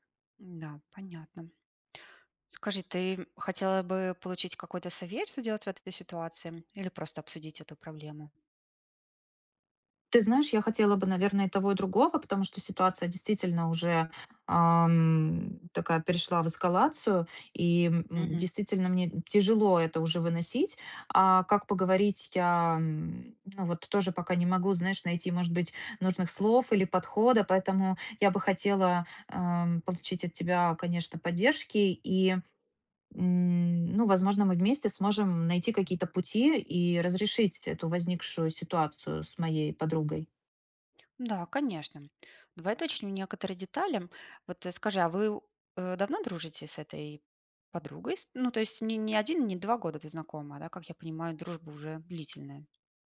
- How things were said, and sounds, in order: tapping
- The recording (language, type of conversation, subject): Russian, advice, Как обсудить с другом разногласия и сохранить взаимное уважение?